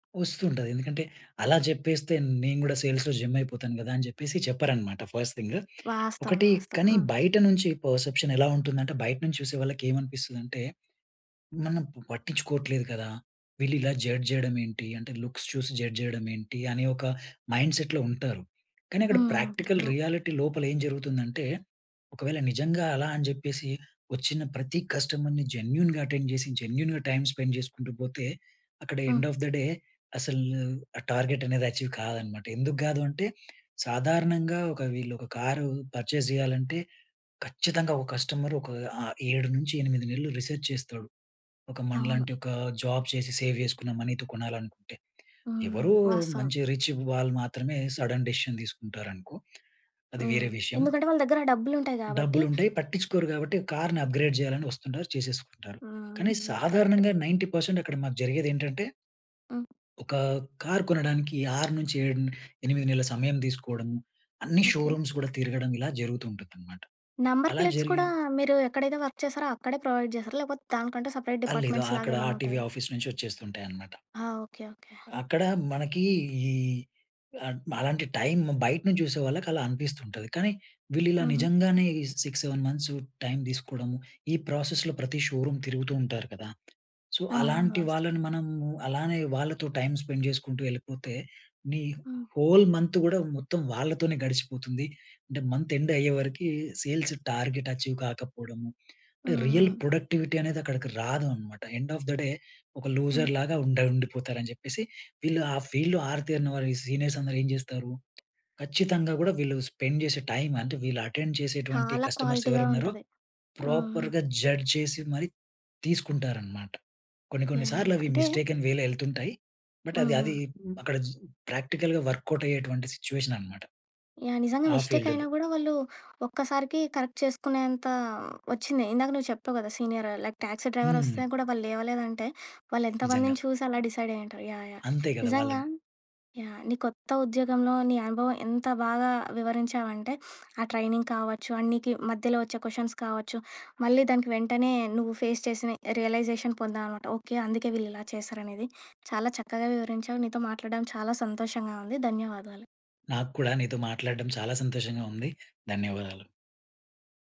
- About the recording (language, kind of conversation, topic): Telugu, podcast, మీ కొత్త ఉద్యోగం మొదటి రోజు మీకు ఎలా అనిపించింది?
- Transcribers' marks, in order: in English: "సేల్స్‌లో జెమ్"; in English: "ఫస్ట్ థింగ్"; in English: "పర్సెప్షన్"; in English: "లుక్స్"; in English: "మైండ్‌సెట్‌లో"; in English: "ట్రూ"; tapping; in English: "ప్రాక్టికల్ రియాలిటీ"; in English: "కస్టమర్‌ని జెన్యూన్‌గా అటెండ్"; in English: "జెన్యూన్‌గా టైమ్ స్పెండ్"; in English: "ఎండ్ ఆఫ్ ద డే"; in English: "టార్గెట్"; in English: "అచీవ్"; in English: "పర్చేజ్"; in English: "కస్టమర్"; in English: "రిసర్చ్"; in English: "సేవ్"; in English: "మనీతో"; in English: "రిచ్"; in English: "సడన్ డిసిషన్"; in English: "కార్‌ని అప్‌గ్రేడ్"; in English: "నైన్టీ పర్సెంట్"; other background noise; in English: "షోరూమ్స్"; in English: "నెంబర్ ప్లేట్స్"; in English: "వర్క్"; in English: "ప్రొవైడ్"; in English: "సెపరేట్ డిపార్ట్మెంట్స్"; in English: "ఆర్‌టివి ఆఫీస్"; in English: "సిక్స్ సెవెన్ మంత్స్ టైమ్"; in English: "ప్రాసెస్‌లో"; in English: "సో"; in English: "టైమ్ స్పెండ్"; in English: "హోల్ మంత్"; in English: "మంత్ ఎండ్"; in English: "సేల్స్ టార్గెట్ అచీవ్"; in English: "రియల్ ప్రొడక్టివిటీ"; in English: "ఎండ్ ఆఫ్ ద డే"; in English: "లూజర్"; in English: "ఫీల్డ్‌లో"; in English: "సీనియర్స్"; in English: "స్పెండ్"; in English: "అటెండ్"; in English: "క్వాలిటీగా"; in English: "కస్టమర్స్"; in English: "ప్రాపర్‌గా జడ్జ్"; in English: "మిస్టేకన్‌వేలో"; in English: "బట్"; in English: "ప్రాక్టికల్‌గా వర్కౌట్"; in English: "సిట్యుయేషన్"; in English: "ఫీల్డ్‌లో"; in English: "మిస్టేక్"; in English: "కరెక్ట్"; in English: "సీనియర్ లైక్ టాక్సీ డ్రైవర్"; in English: "డిసైడ్"; in English: "ట్రైనింగ్"; in English: "క్వెషన్స్"; in English: "ఫేస్"; in English: "రియలైజేషన్"